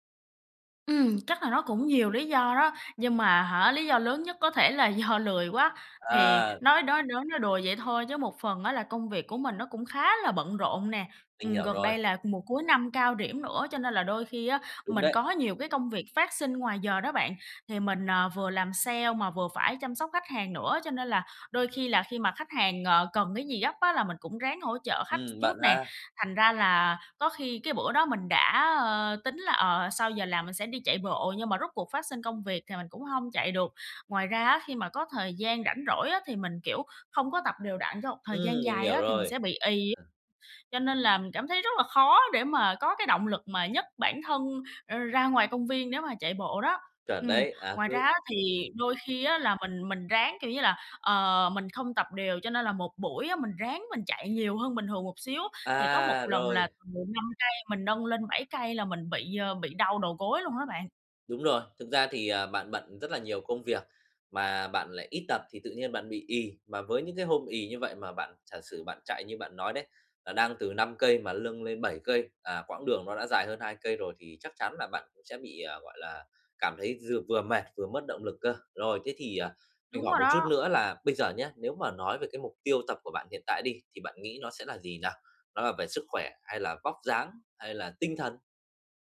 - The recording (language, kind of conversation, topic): Vietnamese, advice, Làm sao tôi có thể tìm động lực để bắt đầu tập luyện đều đặn?
- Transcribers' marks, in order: laughing while speaking: "do"; tapping